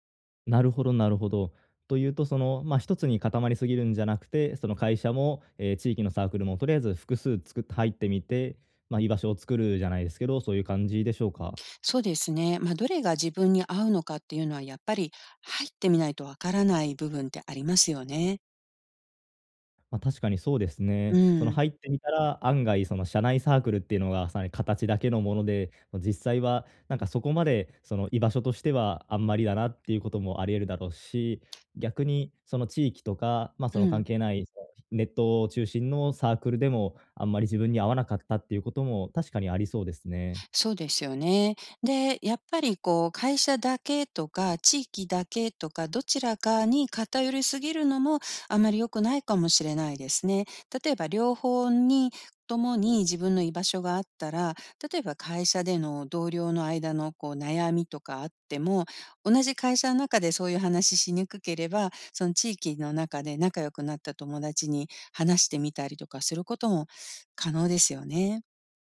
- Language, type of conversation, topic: Japanese, advice, 慣れた環境から新しい生活へ移ることに不安を感じていますか？
- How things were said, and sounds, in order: other noise